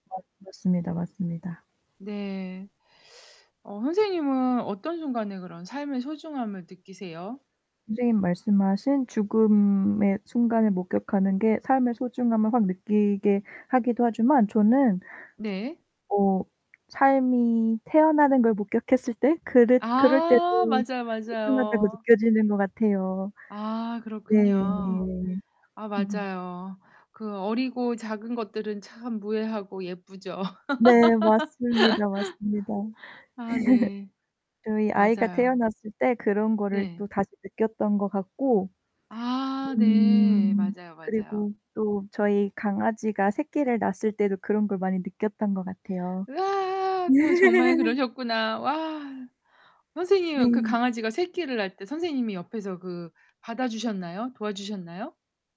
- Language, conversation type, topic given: Korean, unstructured, 어떤 순간에 삶의 소중함을 느끼시나요?
- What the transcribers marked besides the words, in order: static; distorted speech; other background noise; laugh; laugh